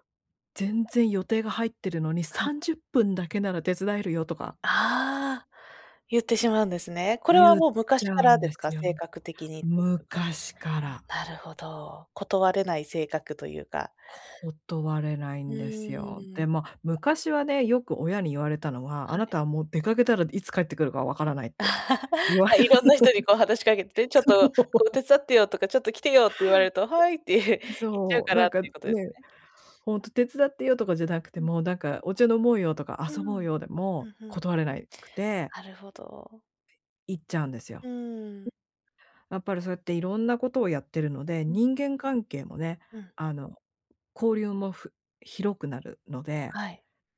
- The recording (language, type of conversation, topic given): Japanese, advice, 人間関係の期待に応えつつ、自分の時間をどう確保すればよいですか？
- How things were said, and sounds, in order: laugh; laughing while speaking: "言われる。 そう"; laugh; other noise; other background noise